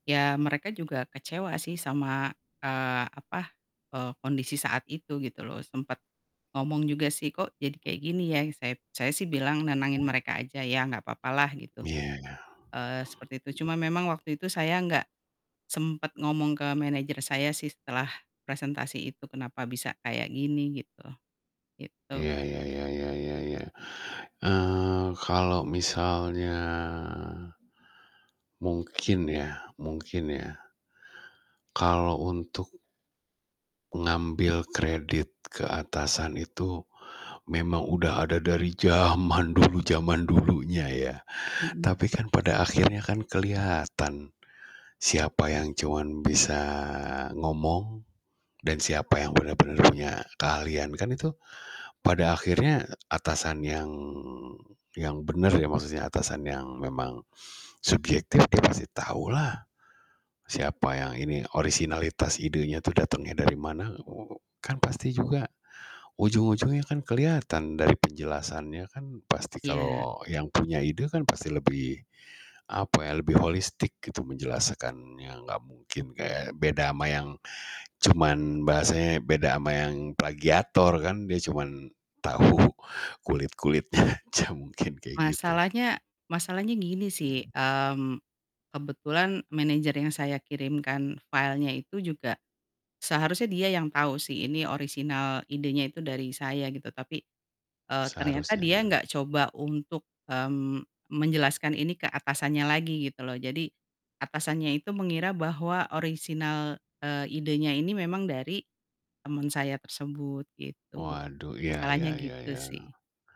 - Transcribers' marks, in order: other background noise; tapping; drawn out: "misalnya"; static; laughing while speaking: "tahu kulit-kulitnya aja mungkin"
- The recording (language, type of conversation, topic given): Indonesian, advice, Bagaimana cara menghadapi rekan kerja yang mengambil kredit atas pekerjaan saya?